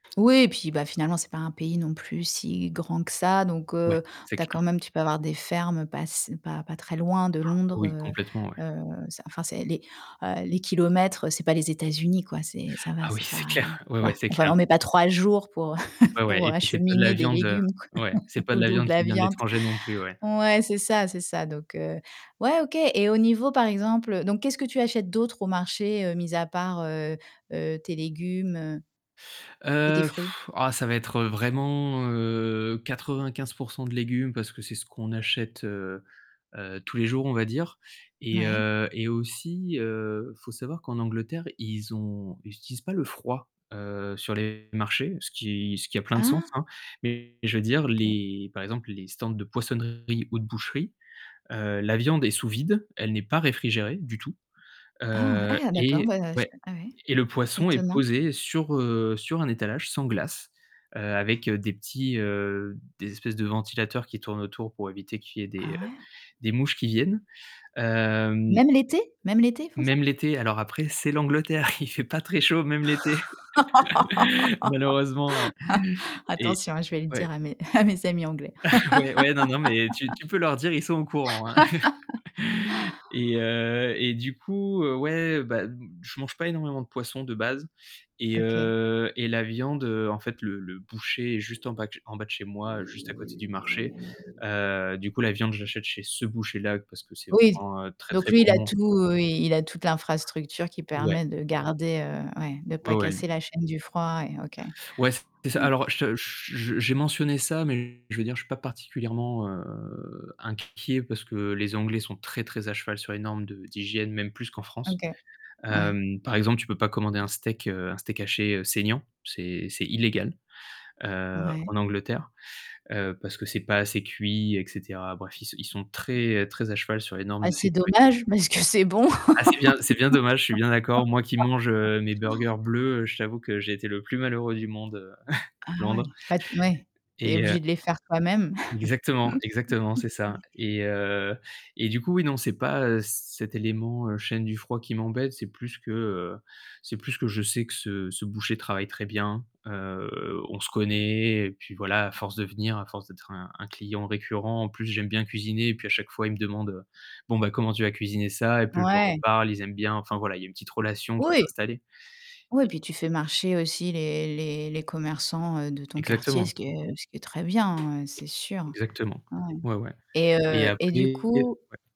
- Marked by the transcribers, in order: other noise; distorted speech; chuckle; laughing while speaking: "quoi"; tapping; blowing; surprised: "Hein ?"; chuckle; laughing while speaking: "Il fait pas très chaud même l'été"; laugh; laugh; chuckle; chuckle; chuckle; laugh; other street noise; stressed: "ce"; drawn out: "heu"; laugh; chuckle; laugh
- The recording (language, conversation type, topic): French, podcast, Quel rôle les marchés jouent-ils dans tes habitudes alimentaires ?